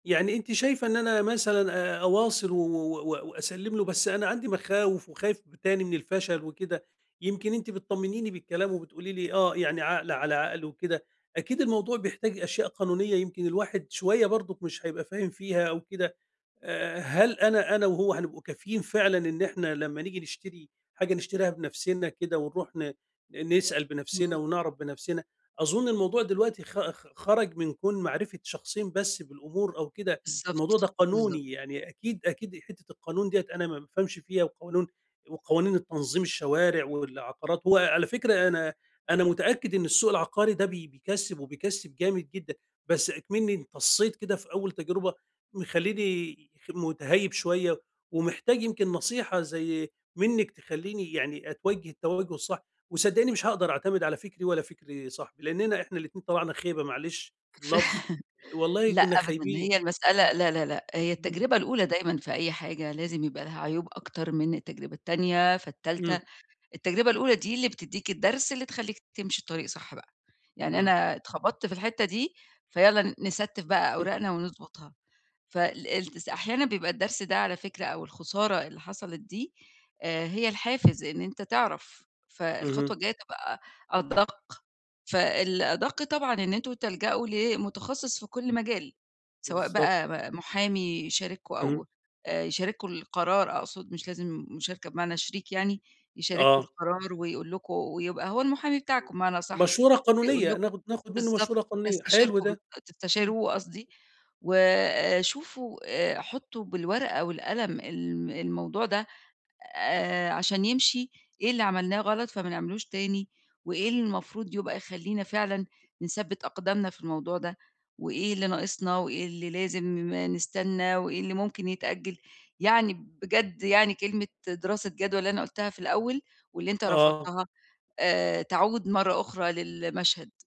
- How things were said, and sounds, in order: other background noise; "وقوانين-" said as "قوانون"; chuckle; chuckle; tapping
- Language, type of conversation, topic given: Arabic, advice, التعامل مع الانتكاسات والمحافظة على التقدم